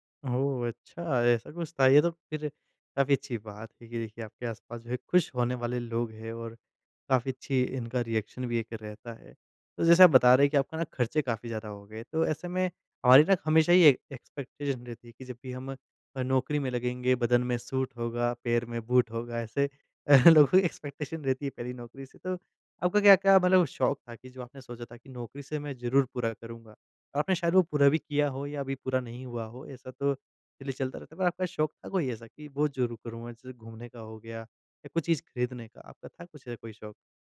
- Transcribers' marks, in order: in English: "रिएक्शन"; in English: "एक्सपेक्टेशन"; chuckle; in English: "एक्सपेक्टेशन"
- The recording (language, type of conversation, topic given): Hindi, podcast, आपको आपकी पहली नौकरी कैसे मिली?